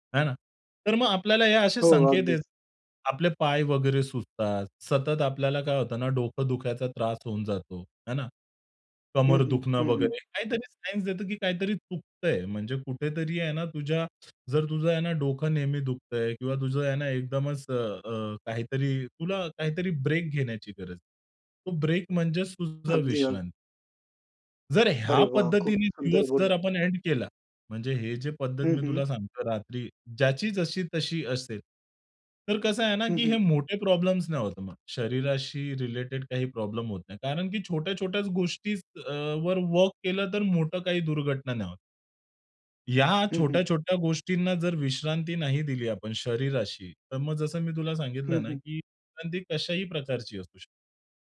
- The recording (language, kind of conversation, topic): Marathi, podcast, तुम्ही दिवसाच्या शेवटी कशी विश्रांती घेता?
- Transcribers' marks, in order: teeth sucking; tapping; in English: "रिलेटेड"